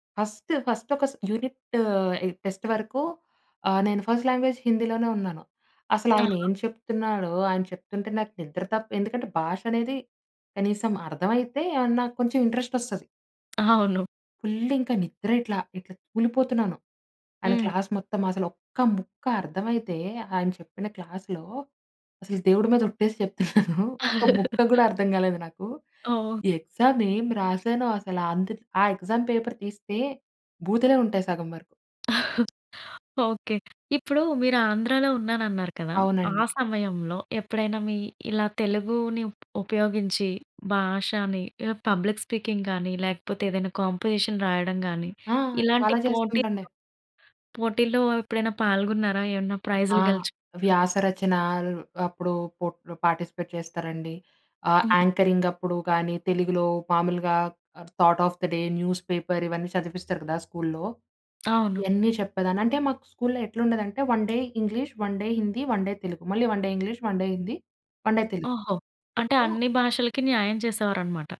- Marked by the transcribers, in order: in English: "ఫస్ట్, ఫస్ట్"; in English: "యూనిట్"; in English: "టెస్ట్"; in English: "ఫర్స్ట్ లాంగ్వేజ్ హిందీలోనే"; in English: "ఇంట్రెస్ట్"; tapping; in English: "ఫుల్"; in English: "క్లాస్"; in English: "క్లాస్‌లో"; laugh; chuckle; in English: "ఎగ్జామ్"; in English: "ఎగ్జామ్ పేపర్"; chuckle; in English: "పబ్లిక్ స్పీకింగ్"; in English: "కాంపోజిషన్"; other background noise; in English: "పార్టిసిపేట్"; in English: "యాంకరింగ్"; in English: "థాట్ ఆఫ్ ది డే న్యూస్ పేపర్"; in English: "స్కూల్‌లో"; in English: "స్కూల్‌లో"; in English: "వన్ డే"; in English: "వన్ డే"; in English: "వన్ డే"; in English: "వన్ డే"; in English: "వన్ డే"; in English: "వన్ డే"
- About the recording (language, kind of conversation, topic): Telugu, podcast, మీ భాష మీ గుర్తింపుపై ఎంత ప్రభావం చూపుతోంది?